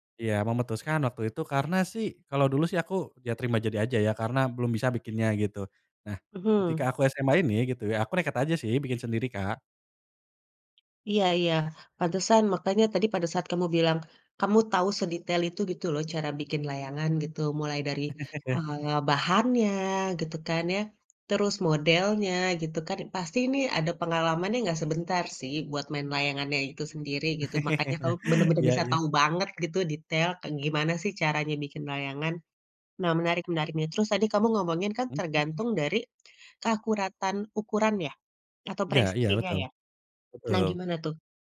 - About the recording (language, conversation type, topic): Indonesian, podcast, Apa momen paling berkesan selama mengerjakan proyek hobi ini?
- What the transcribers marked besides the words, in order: other background noise; tapping; chuckle; chuckle